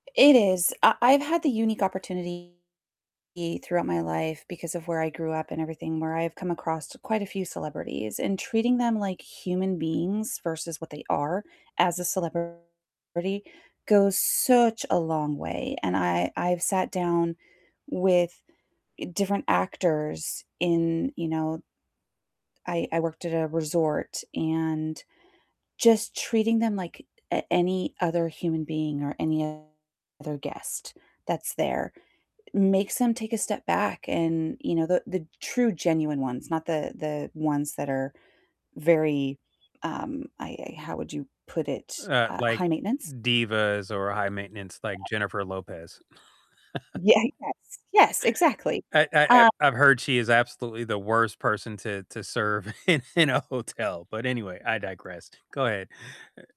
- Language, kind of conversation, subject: English, unstructured, If you could have coffee with any celebrity, who would you choose, why, and what would you talk about?
- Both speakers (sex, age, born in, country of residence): female, 45-49, United States, United States; male, 55-59, United States, United States
- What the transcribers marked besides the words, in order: distorted speech; stressed: "such"; other background noise; tapping; laugh; laughing while speaking: "in in a hotel"